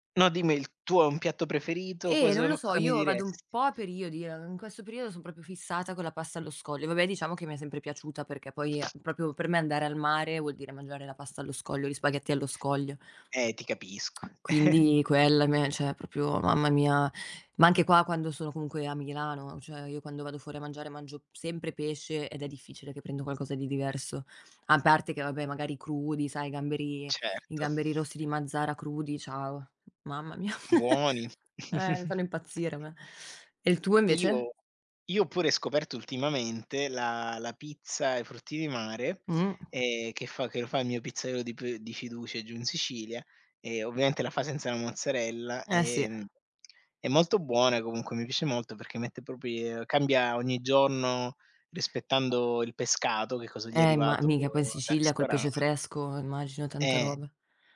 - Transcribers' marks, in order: tapping; tsk; chuckle; chuckle
- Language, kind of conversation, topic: Italian, unstructured, Qual è il tuo piatto preferito e perché?